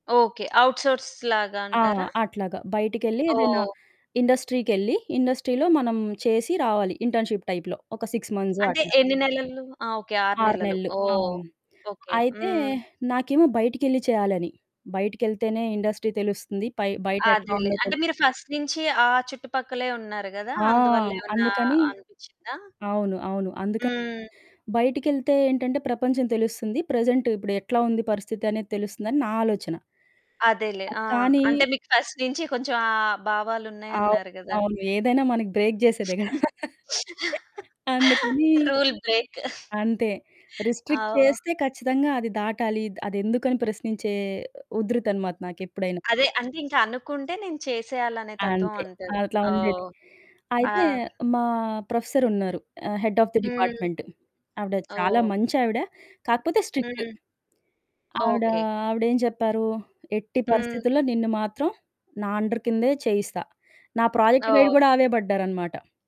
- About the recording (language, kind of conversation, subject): Telugu, podcast, మీకు గర్వంగా అనిపించిన ఒక ఘడియను చెప్పగలరా?
- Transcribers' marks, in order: other background noise; in English: "ఔట్‌సోర్స్"; in English: "ఇండస్ట్రీకెళ్లి, ఇండస్ట్రీలో"; in English: "ఇంటర్న్‌షిప్ టైప్‌లో"; in English: "సిక్స్ మంత్స్"; "నెలలు" said as "నెలల్లు"; in English: "ఇండస్ట్రీ"; in English: "ఫస్ట్"; in English: "ప్రెజెంట్"; in English: "ఫస్ట్"; laugh; in English: "బ్రేక్"; in English: "రూల్ బ్రేక్"; laugh; in English: "రిస్ట్రిక్ట్"; giggle; in English: "ప్రొఫెసర్"; in English: "హెడ్ హాఫ్ ద డిపార్ట్‌మెంట్"; in English: "స్ట్రిక్ట్"; in English: "అండర్"; in English: "ప్రాజెక్ట్ గైడ్"